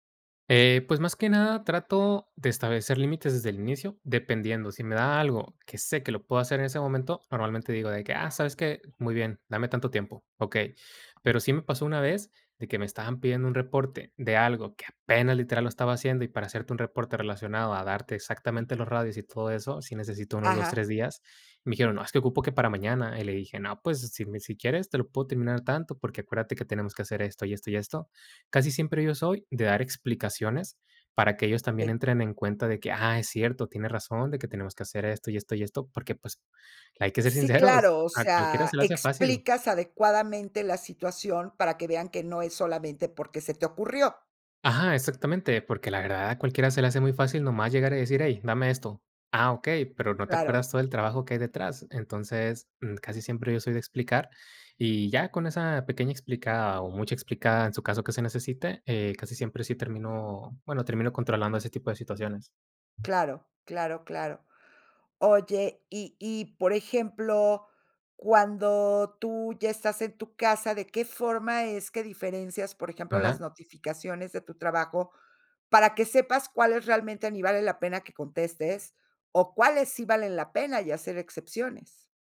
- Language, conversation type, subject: Spanish, podcast, ¿Cómo estableces límites entre el trabajo y tu vida personal cuando siempre tienes el celular a la mano?
- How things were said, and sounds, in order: tapping; other background noise